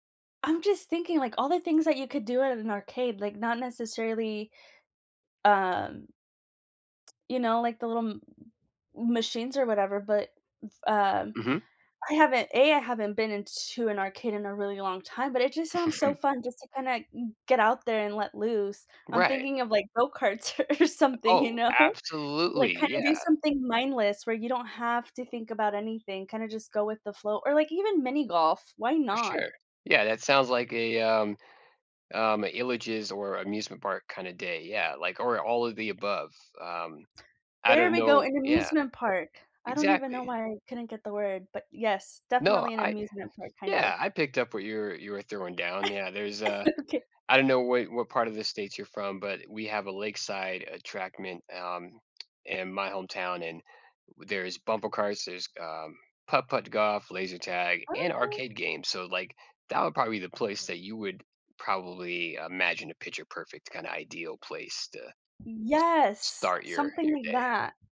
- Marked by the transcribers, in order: tsk; chuckle; laughing while speaking: "go-karts or something, you know?"; tapping; other background noise; "images" said as "illages"; chuckle; laughing while speaking: "Okay"; "attraction" said as "attractment"; drawn out: "Yes"
- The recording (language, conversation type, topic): English, unstructured, How would having extra time in your day change the way you live or make decisions?
- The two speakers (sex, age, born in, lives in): female, 30-34, Mexico, United States; male, 35-39, United States, United States